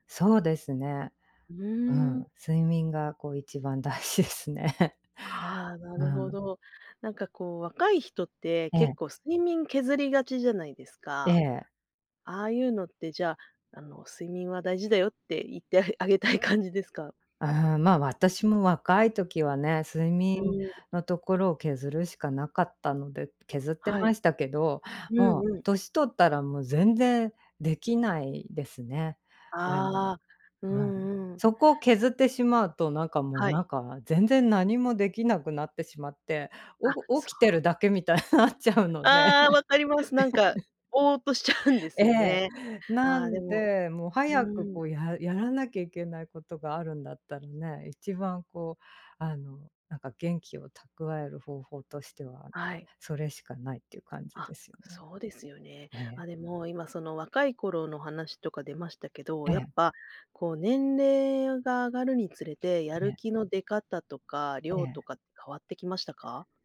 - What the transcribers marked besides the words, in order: laughing while speaking: "大事ですね"; other background noise; laughing while speaking: "みたいになっちゃうので。ええ"
- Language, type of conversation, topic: Japanese, podcast, やる気が出ない日は、どうやって乗り切りますか？